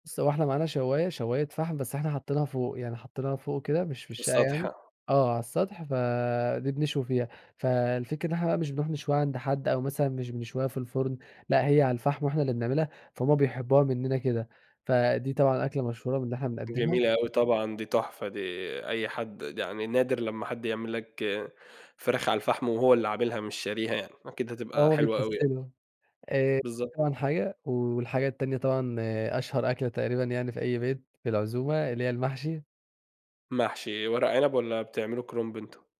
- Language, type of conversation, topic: Arabic, podcast, إيه طقوس الضيافة عندكم لما حد يزوركم؟
- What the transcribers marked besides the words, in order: tapping